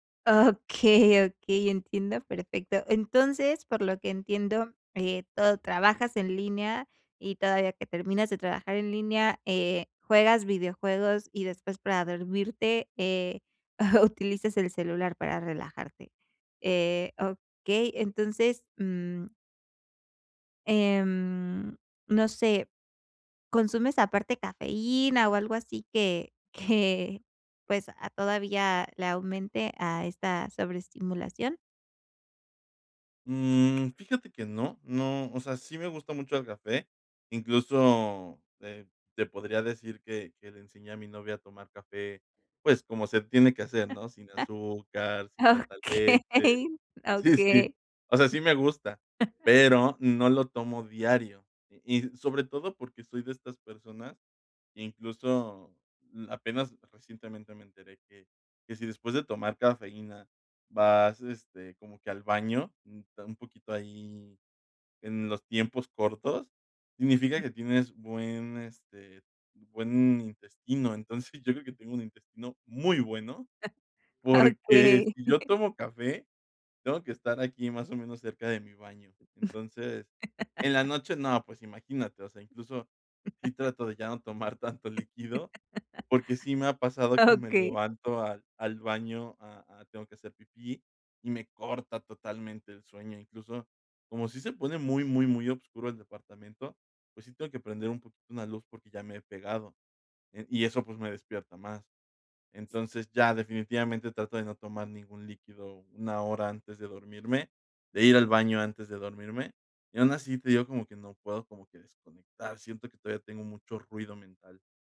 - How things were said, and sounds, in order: laughing while speaking: "utilizas"; laughing while speaking: "que"; chuckle; laughing while speaking: "Okey"; other noise; chuckle; chuckle; laughing while speaking: "Okey"; chuckle; other background noise; laugh; laughing while speaking: "tanto"; laugh; laugh
- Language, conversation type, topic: Spanish, advice, ¿Cómo puedo reducir la ansiedad antes de dormir?